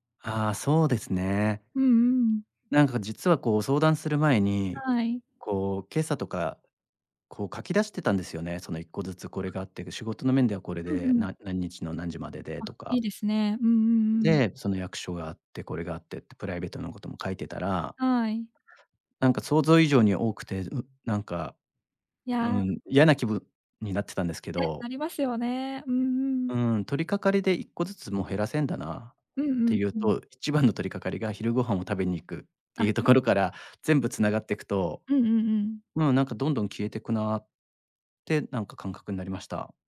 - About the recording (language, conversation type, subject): Japanese, advice, 複数のプロジェクトを抱えていて、どれにも集中できないのですが、どうすればいいですか？
- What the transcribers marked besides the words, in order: unintelligible speech